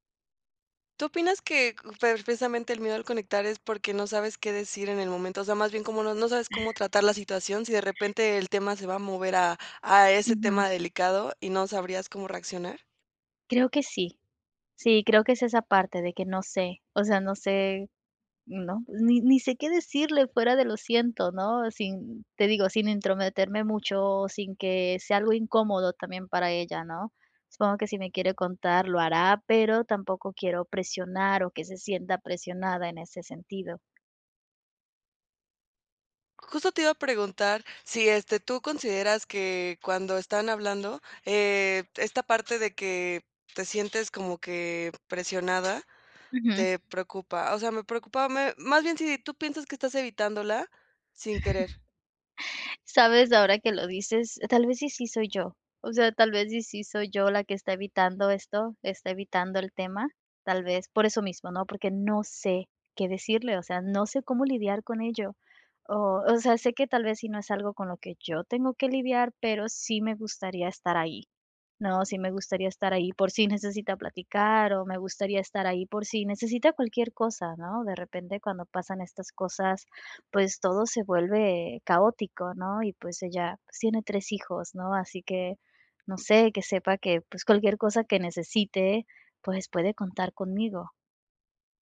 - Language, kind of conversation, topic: Spanish, advice, ¿Qué puedo hacer si siento que me estoy distanciando de un amigo por cambios en nuestras vidas?
- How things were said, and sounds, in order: other background noise; tapping; chuckle